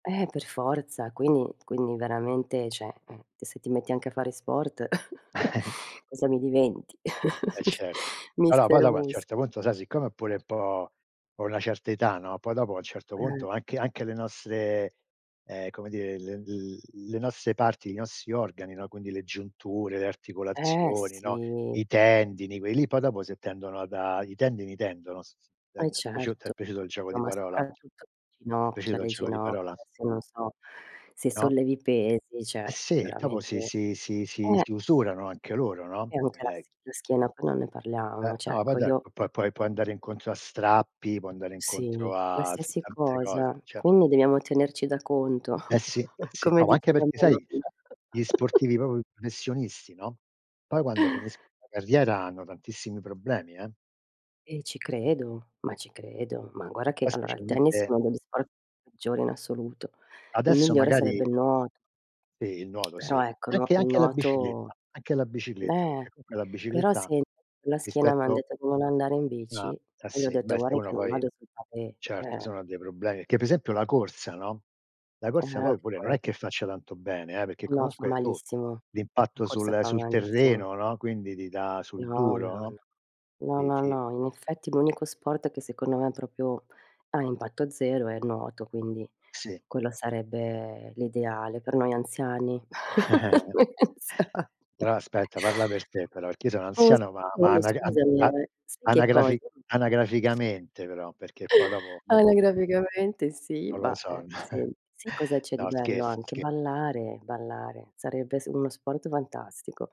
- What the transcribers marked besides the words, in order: tapping; "cioè" said as "ceh"; chuckle; laughing while speaking: "Mis"; "Allora" said as "alloa"; drawn out: "sì"; "cioè" said as "ceh"; "Cioè" said as "ceh"; chuckle; "proprio" said as "propio"; chuckle; "peggiori" said as "eggiori"; chuckle; laughing while speaking: "Noi anziani"; other background noise; laughing while speaking: "Anagraficamente"; chuckle
- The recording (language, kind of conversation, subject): Italian, unstructured, Qual è lo sport che preferisci per mantenerti in forma?